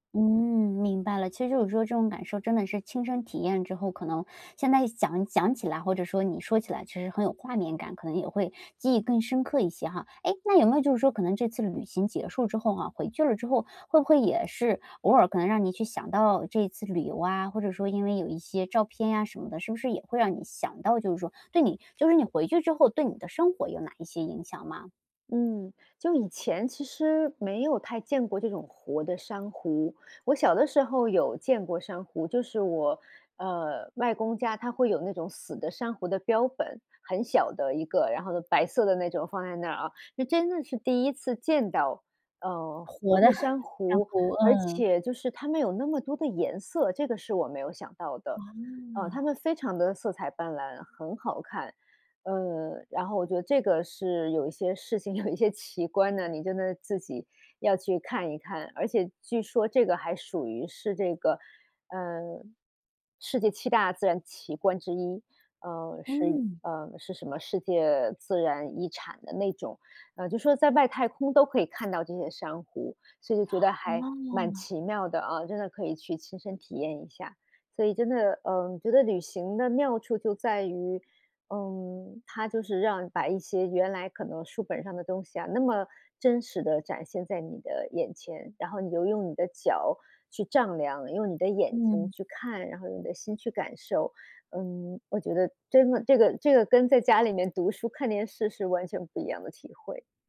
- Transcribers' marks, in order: other background noise; chuckle
- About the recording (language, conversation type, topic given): Chinese, podcast, 有没有一次旅行让你突然觉得自己很渺小？